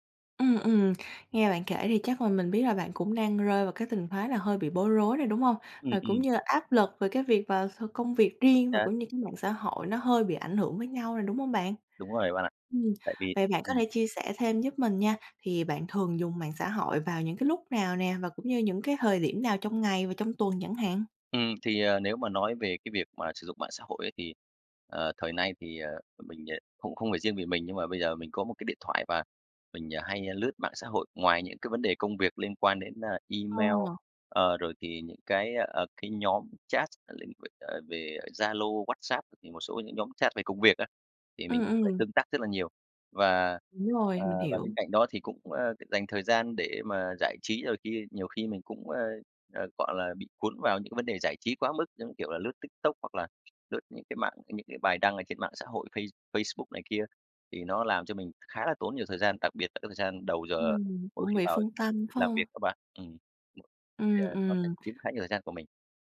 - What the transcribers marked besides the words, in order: tapping; unintelligible speech; other background noise; unintelligible speech
- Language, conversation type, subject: Vietnamese, advice, Làm thế nào để bạn bớt dùng mạng xã hội để tập trung hoàn thành công việc?